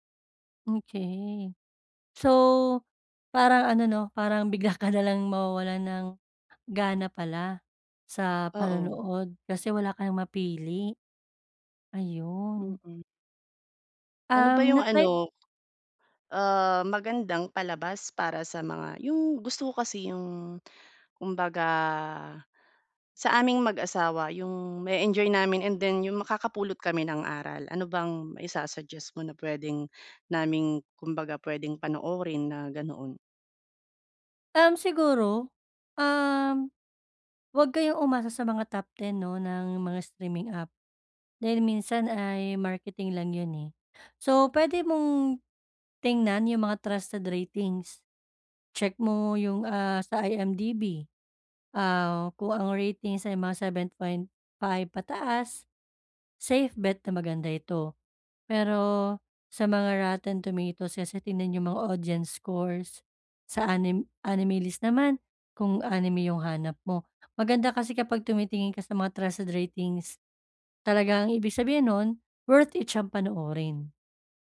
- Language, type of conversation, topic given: Filipino, advice, Paano ako pipili ng palabas kapag napakarami ng pagpipilian?
- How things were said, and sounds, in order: tapping; laughing while speaking: "bigla ka na lang"